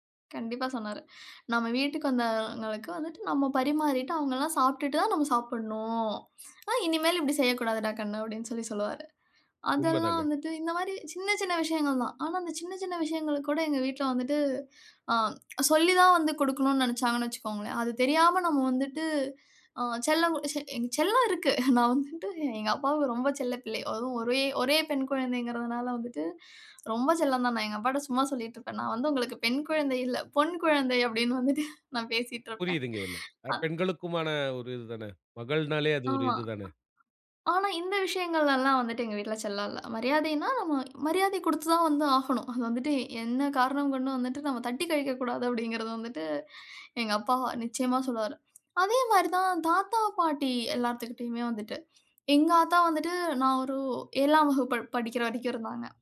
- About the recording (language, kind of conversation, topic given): Tamil, podcast, முதியோரை மதிப்பதற்காக உங்கள் குடும்பத்தில் பின்பற்றப்படும் நடைமுறைகள் என்னென்ன?
- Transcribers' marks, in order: other background noise; chuckle; laughing while speaking: "பெண் குழந்தை இல்ல, பொன் குழந்தை அப்டின்னு வந்துட்டு, நான் பேசிட்டு இருப்பேன். அ"; tapping; other noise